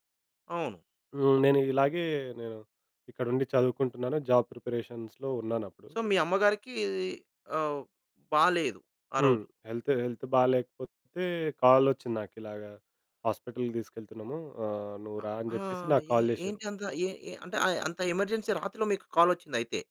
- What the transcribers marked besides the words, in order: in English: "జాబ్ ప్రిపరేషన్స్‌లో"; in English: "సో"; in English: "హెల్త్, హెల్త్"; in English: "హాస్పిటల్‌కి"; in English: "కాల్"; in English: "ఎమర్జెన్సీ"
- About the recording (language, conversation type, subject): Telugu, podcast, ఒంటరిగా ప్రయాణించే సమయంలో వచ్చే భయాన్ని మీరు ఎలా ఎదుర్కొంటారు?